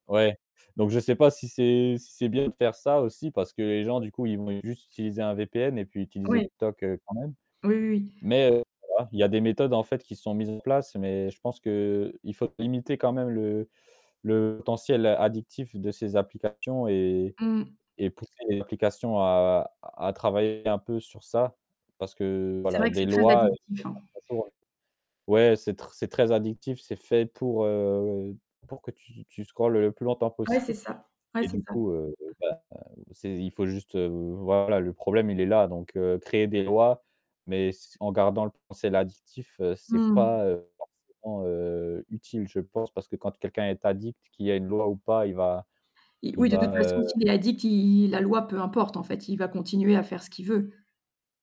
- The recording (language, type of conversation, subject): French, podcast, Comment penses-tu que les réseaux sociaux influencent nos relations ?
- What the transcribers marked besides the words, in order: distorted speech; unintelligible speech; other background noise; static; unintelligible speech; tapping; mechanical hum